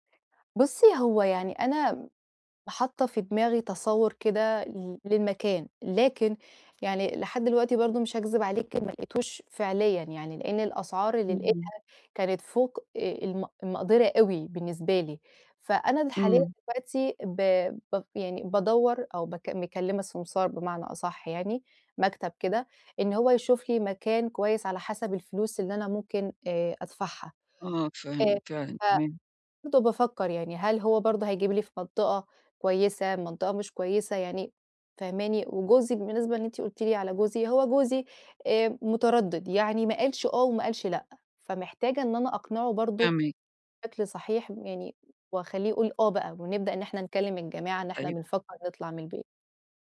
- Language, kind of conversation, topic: Arabic, advice, إزاي أنسّق الانتقال بين البيت الجديد والشغل ومدارس العيال بسهولة؟
- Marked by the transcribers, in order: none